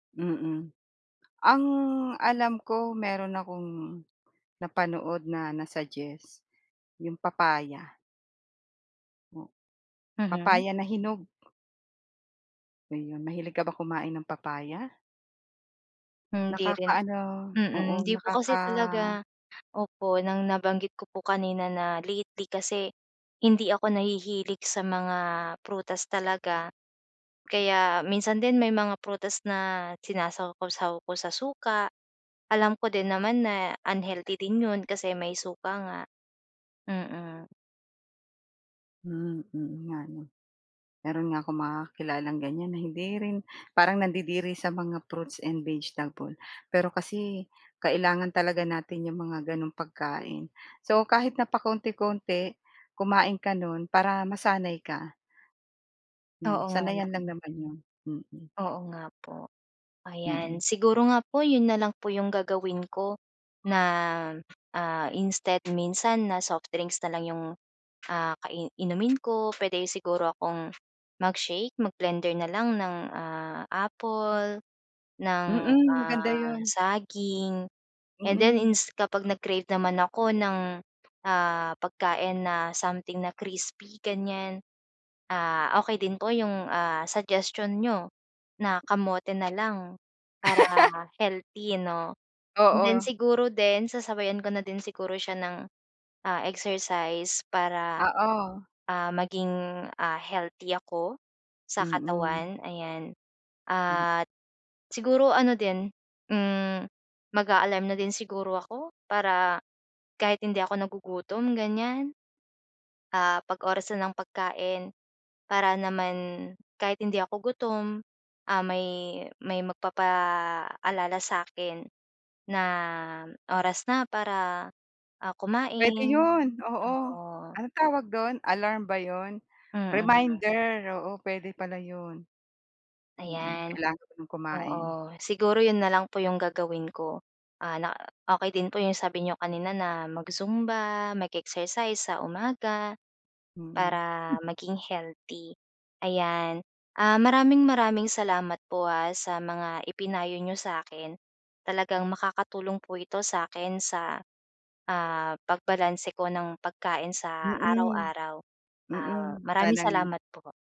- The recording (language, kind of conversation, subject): Filipino, advice, Ano ang dapat kong gawin kung nakakaramdam ako ng pagkabalisa at panginginig dahil sa hindi balanseng pagkain?
- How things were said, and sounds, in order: other noise